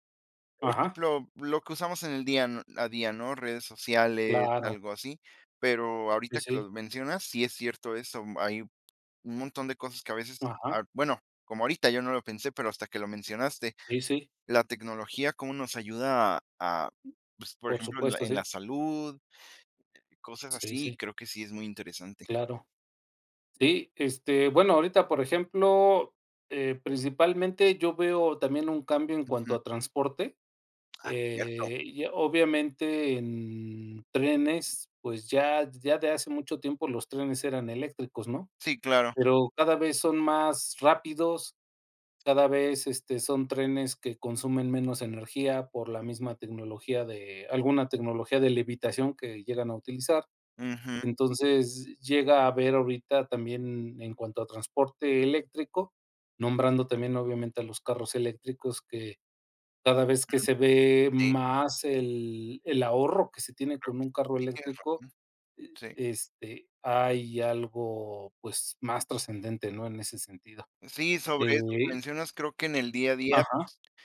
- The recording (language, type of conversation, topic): Spanish, unstructured, ¿Cómo crees que la tecnología ha mejorado tu vida diaria?
- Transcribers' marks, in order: other background noise